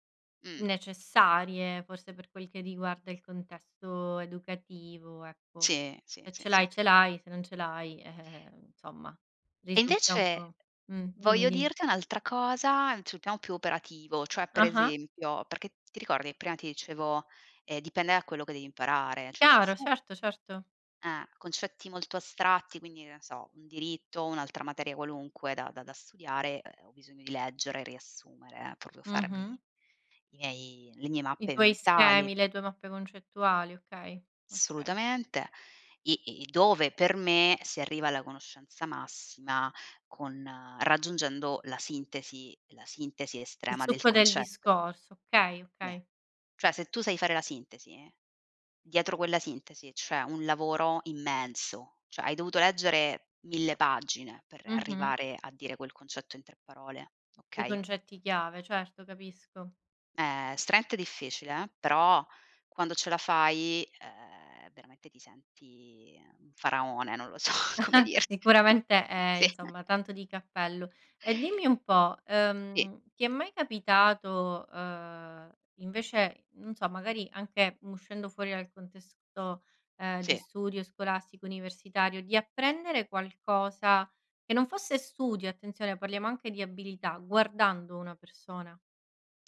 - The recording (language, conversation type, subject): Italian, podcast, Come impari meglio: ascoltando, leggendo o facendo?
- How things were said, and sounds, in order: giggle; other background noise; "proprio" said as "propio"; "Assolutamente" said as "Solutamente"; background speech; chuckle; laughing while speaking: "so come dirti"; chuckle